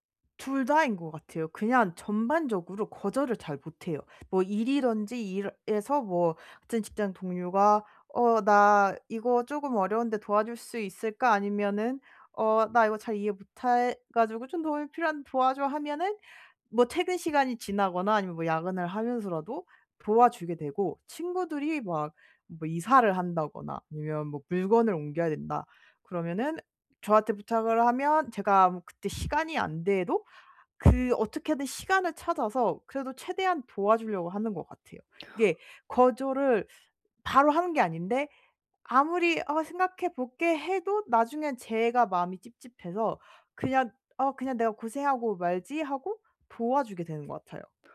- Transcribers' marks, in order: other background noise; teeth sucking; tapping
- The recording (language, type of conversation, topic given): Korean, advice, 어떻게 하면 죄책감 없이 다른 사람의 요청을 자연스럽게 거절할 수 있을까요?